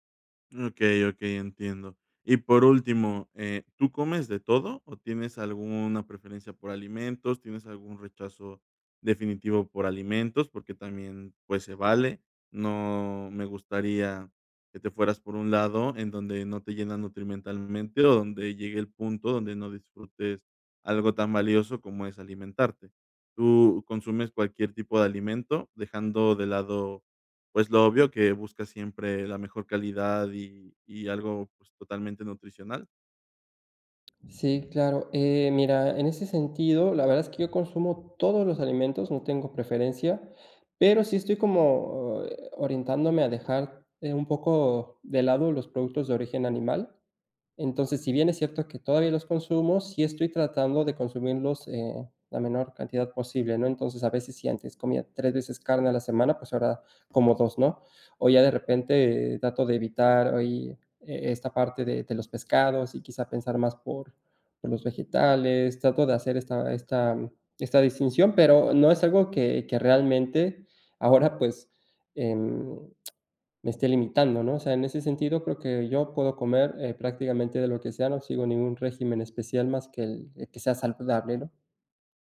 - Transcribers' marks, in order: other background noise; tongue click
- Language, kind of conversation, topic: Spanish, advice, ¿Cómo puedo comer más saludable con un presupuesto limitado?